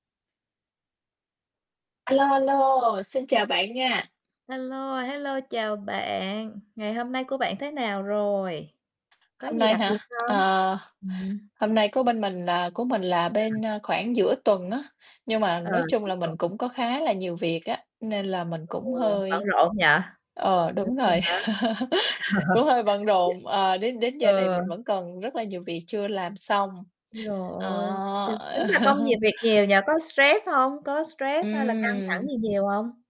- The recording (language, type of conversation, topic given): Vietnamese, unstructured, Bạn có kỷ niệm vui nào ở nơi làm việc muốn chia sẻ không?
- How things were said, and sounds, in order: static; tapping; distorted speech; other background noise; unintelligible speech; laugh; laughing while speaking: "cũng hơi bận rộn"; laugh; unintelligible speech; unintelligible speech; laugh